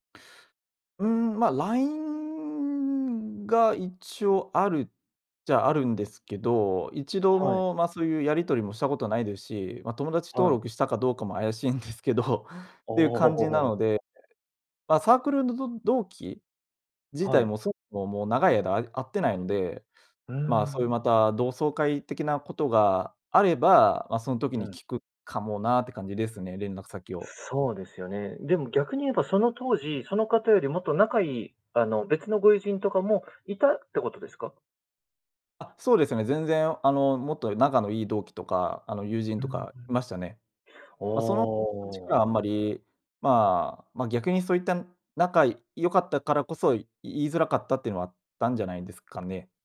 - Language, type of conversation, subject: Japanese, podcast, 誰かの一言で人生の進む道が変わったことはありますか？
- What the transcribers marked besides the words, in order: laughing while speaking: "怪しいんですけど"